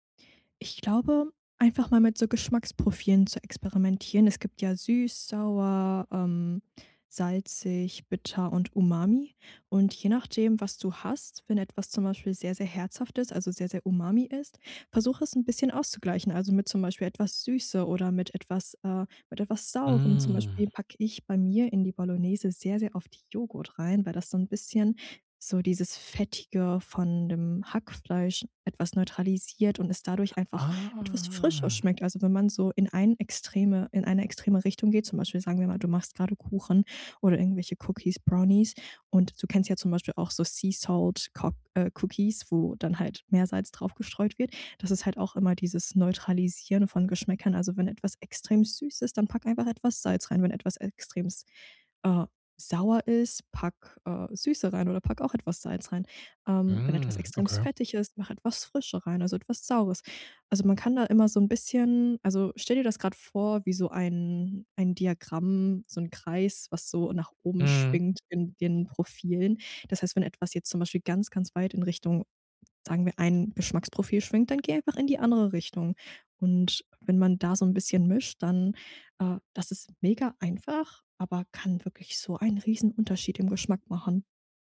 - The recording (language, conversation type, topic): German, podcast, Wie würzt du, ohne nach Rezept zu kochen?
- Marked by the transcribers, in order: drawn out: "Ah"; put-on voice: "Sea Salt"; in English: "Sea Salt"